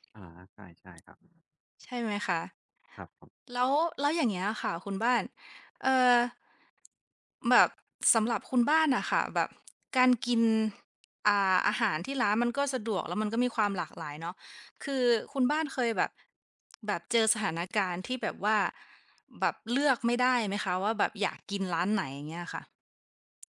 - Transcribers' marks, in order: none
- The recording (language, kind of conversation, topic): Thai, unstructured, คุณคิดว่าอาหารทำเองที่บ้านดีกว่าอาหารจากร้านไหม?
- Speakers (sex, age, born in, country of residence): female, 25-29, Thailand, Thailand; male, 30-34, Thailand, Thailand